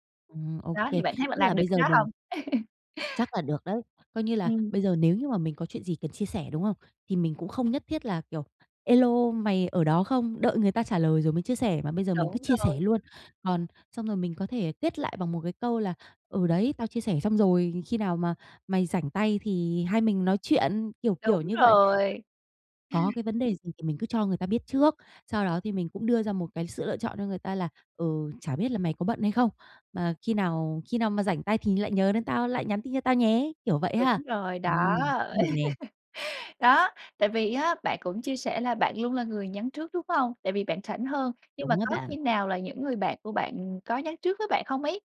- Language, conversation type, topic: Vietnamese, advice, Làm thế nào để giữ liên lạc mà không làm họ khó chịu?
- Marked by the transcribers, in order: laugh; tapping; other background noise; laugh